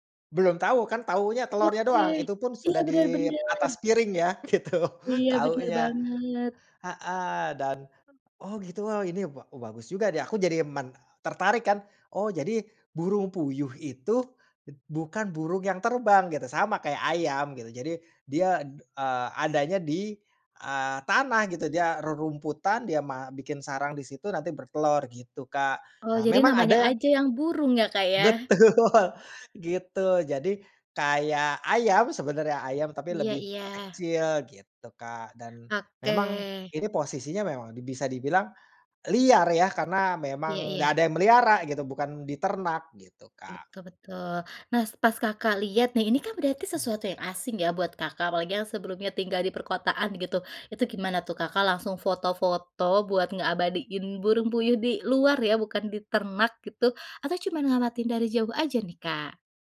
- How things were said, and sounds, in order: laughing while speaking: "gitu"; other background noise; laughing while speaking: "Betul"
- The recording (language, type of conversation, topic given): Indonesian, podcast, Bagaimana pengalamanmu bertemu satwa liar saat berpetualang?